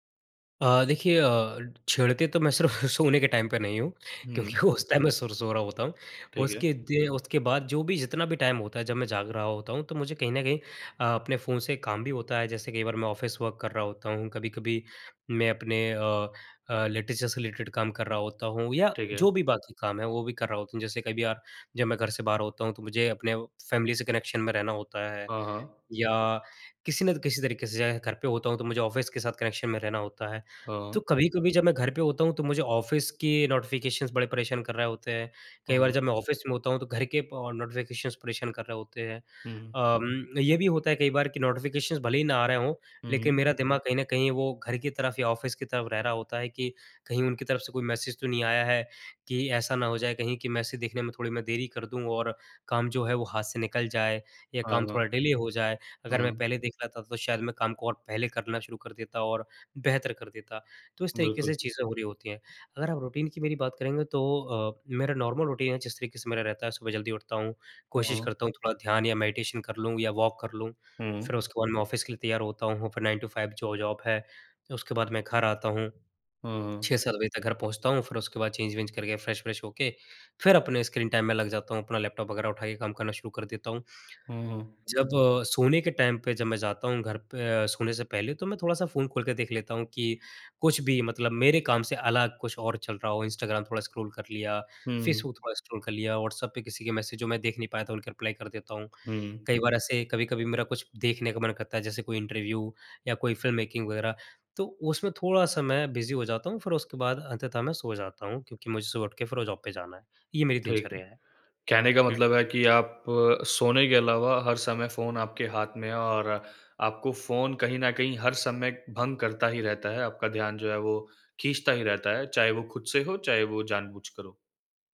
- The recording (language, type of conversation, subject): Hindi, advice, नोटिफिकेशन और फोन की वजह से आपका ध्यान बार-बार कैसे भटकता है?
- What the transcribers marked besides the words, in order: laughing while speaking: "सिर्फ़ सोने के टाइम पे"; in English: "टाइम"; laughing while speaking: "क्योंकि उस टाइम मैं"; in English: "टाइम"; in English: "टाइम"; in English: "ऑफ़िस वर्क"; in English: "लिटरेचर"; in English: "रिलेटेड"; in English: "फैमिली"; in English: "कनेक्शन"; in English: "ऑफ़िस"; in English: "कनेक्शन"; in English: "ऑफ़िस"; in English: "नोटिफ़िकेशंस"; in English: "ऑफ़िस"; in English: "नोटिफ़िकेशंस"; in English: "नोटिफ़िकेशंस"; in English: "ऑफ़िस"; in English: "डिले"; in English: "रूटीन"; in English: "नॉर्मल रूटीन"; in English: "मेडिटेशन"; in English: "वॉक"; in English: "ऑफ़िस"; in English: "नाइन टू फाइव"; in English: "जॉब"; in English: "चेंज"; in English: "फ्रेश"; tapping; in English: "टाइम"; in English: "स्क्रॉल"; in English: "स्क्रॉल"; in English: "रिप्लाई"; in English: "बिजी"; in English: "जॉब"